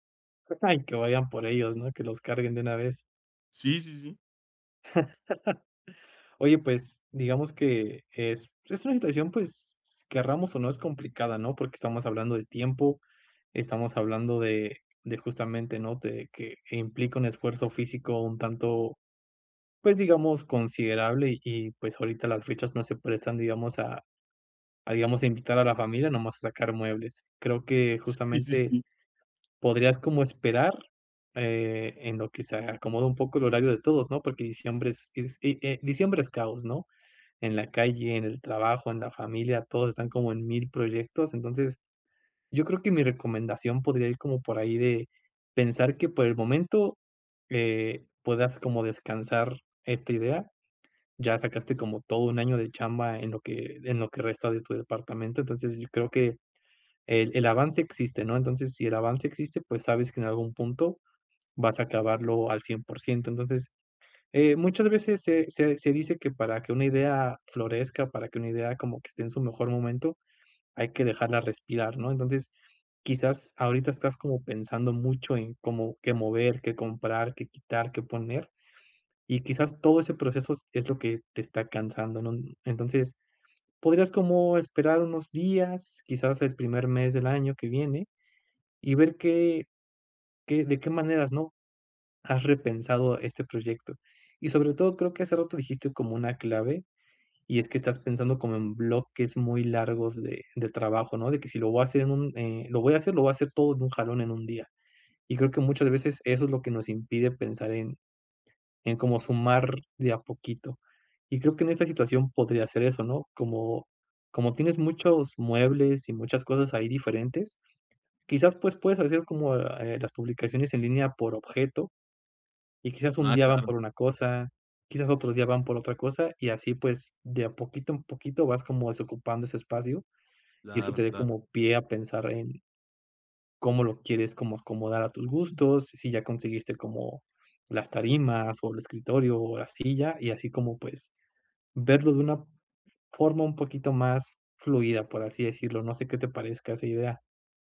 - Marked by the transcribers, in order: unintelligible speech; chuckle; "queramos" said as "querramos"
- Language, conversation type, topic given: Spanish, advice, ¿Cómo puedo dividir un gran objetivo en pasos alcanzables?